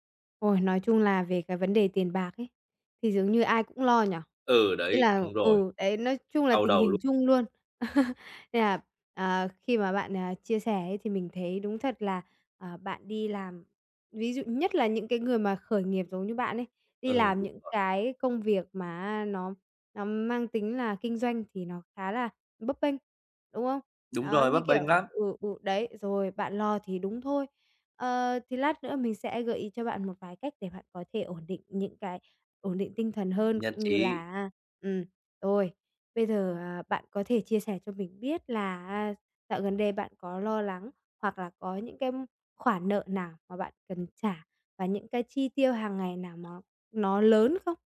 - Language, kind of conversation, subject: Vietnamese, advice, Làm thế nào để đối phó với lo lắng về tiền bạc khi bạn không biết bắt đầu từ đâu?
- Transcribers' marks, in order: tapping; chuckle; other background noise